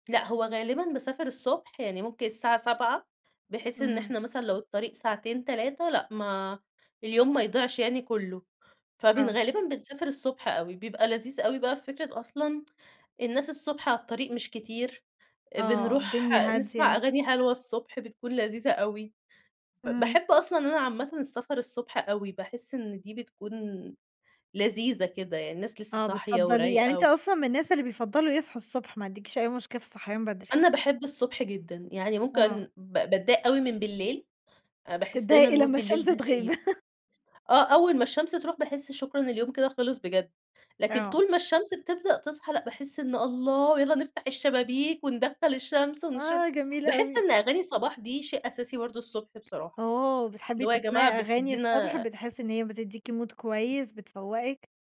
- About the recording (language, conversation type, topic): Arabic, podcast, إيه هو روتينك الصبح عادة؟
- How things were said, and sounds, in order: tsk; tapping; in English: "مود"; laugh; other background noise; in English: "مود"